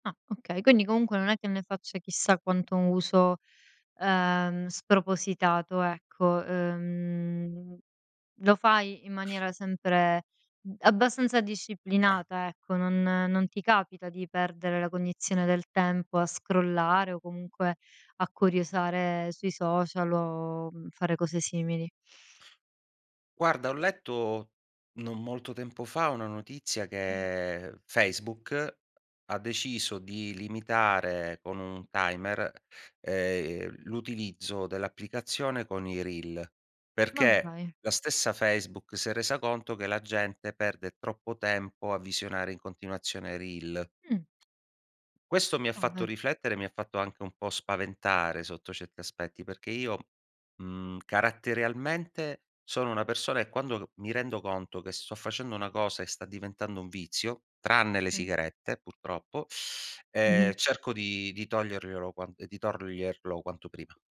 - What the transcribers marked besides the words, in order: drawn out: "Ehm"; tapping; other background noise; in English: "scrollare"; drawn out: "che"; in English: "reel"; in English: "reel"; teeth sucking
- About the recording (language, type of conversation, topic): Italian, podcast, Cosa ne pensi dei weekend o delle vacanze senza schermi?